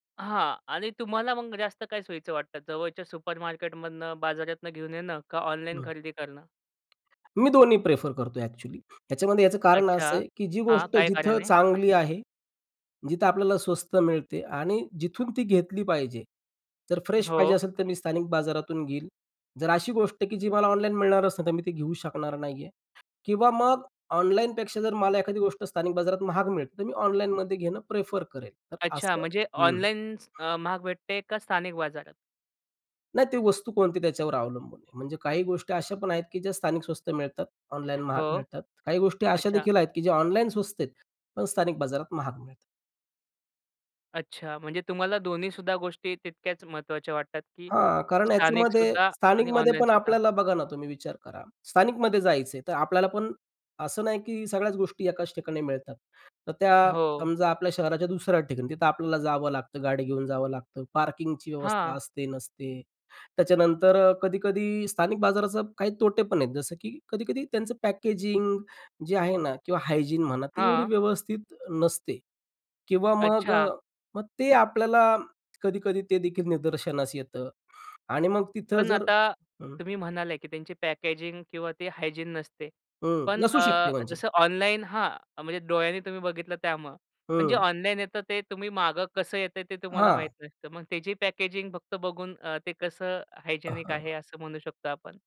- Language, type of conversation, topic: Marathi, podcast, स्थानिक बाजारातून खरेदी करणे तुम्हाला अधिक चांगले का वाटते?
- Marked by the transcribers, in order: in English: "सुपरमार्केटमधनं"; tapping; other background noise; in English: "पॅकेजिंग"; in English: "हायजीन"; other noise; in English: "पॅकेजिंग"; in English: "हायजीन"; in English: "पॅकेजिंग"; in English: "हायजेनिक"